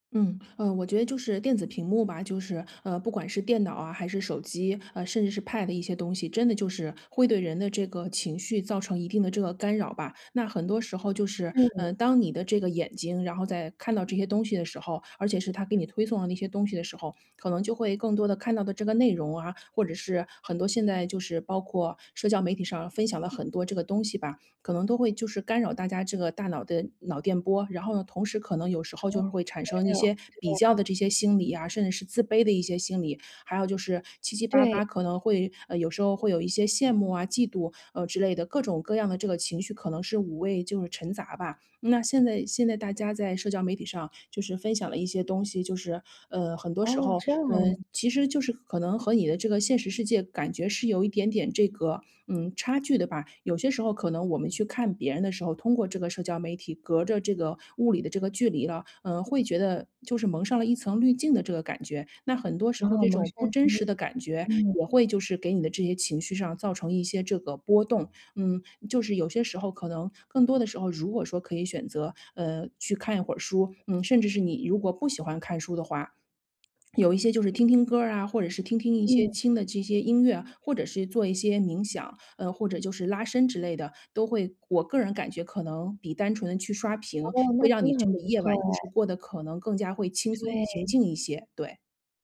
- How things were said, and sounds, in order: other background noise; swallow
- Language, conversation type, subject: Chinese, podcast, 睡前你更喜欢看书还是刷手机？